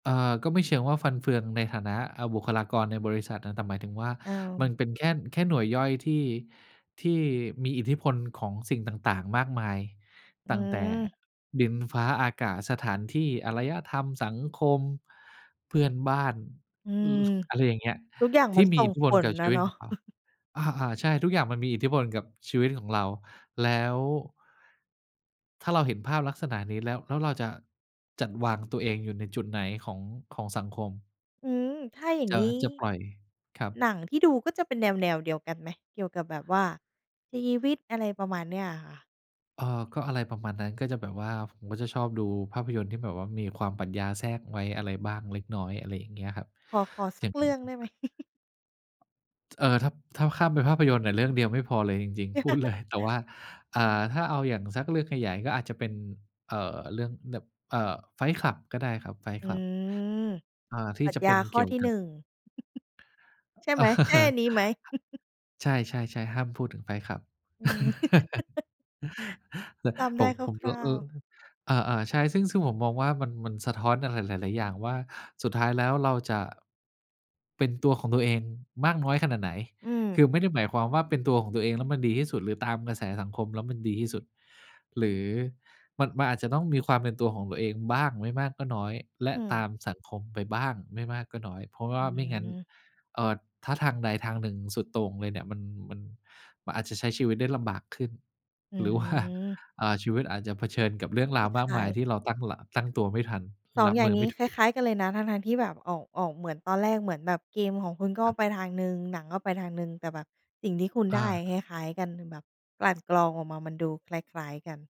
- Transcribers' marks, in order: chuckle; other background noise; tapping; chuckle; laugh; laughing while speaking: "เลย"; chuckle; chuckle; laughing while speaking: "ว่า"
- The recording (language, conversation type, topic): Thai, podcast, คุณมักได้แรงบันดาลใจมาจากที่ไหน?